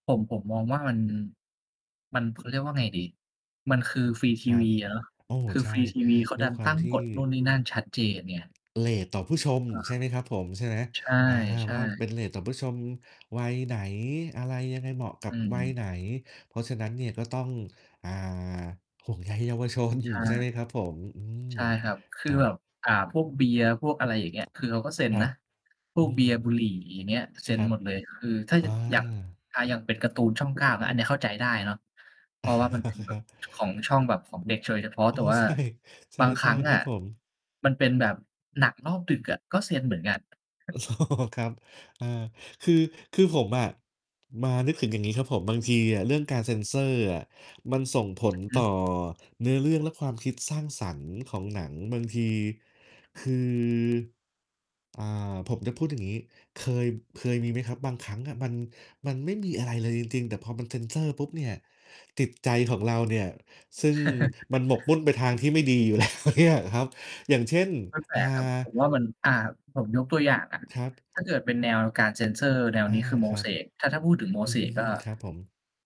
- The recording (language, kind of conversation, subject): Thai, unstructured, คุณมีความคิดเห็นอย่างไรเกี่ยวกับการเซ็นเซอร์ในภาพยนตร์ไทย?
- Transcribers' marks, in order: distorted speech; static; laughing while speaking: "เยาวชน"; chuckle; tapping; laughing while speaking: "ใช่"; other background noise; laughing while speaking: "โอ้"; chuckle; laughing while speaking: "แล้วเนี่ย"